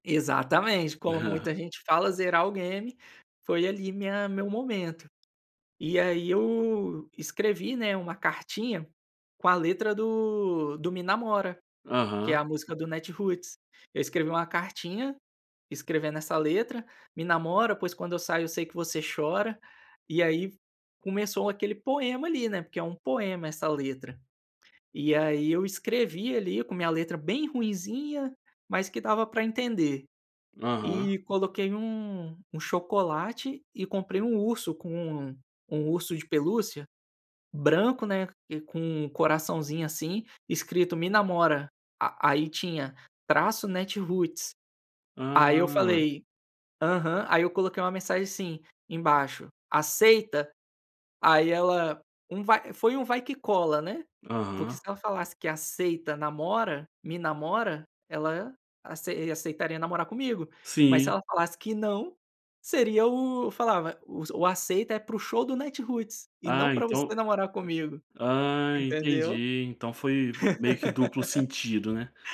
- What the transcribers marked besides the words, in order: chuckle; laugh
- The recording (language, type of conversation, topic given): Portuguese, podcast, Como você descobriu seu gosto musical?